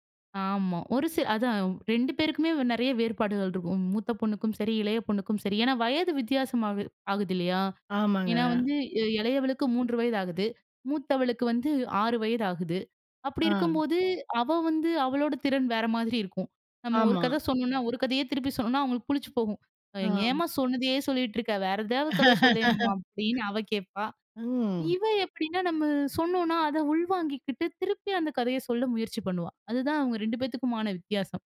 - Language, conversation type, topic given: Tamil, podcast, குழந்தைகளுக்கு பற்கள் துலக்குவது, நேரத்தில் படுக்கச் செல்வது போன்ற தினசரி பழக்கங்களை இயல்பாக எப்படிப் பழக்கமாக்கலாம்?
- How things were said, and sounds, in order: other noise; laugh; laughing while speaking: "அப்டின்னு அவ கேட்பா"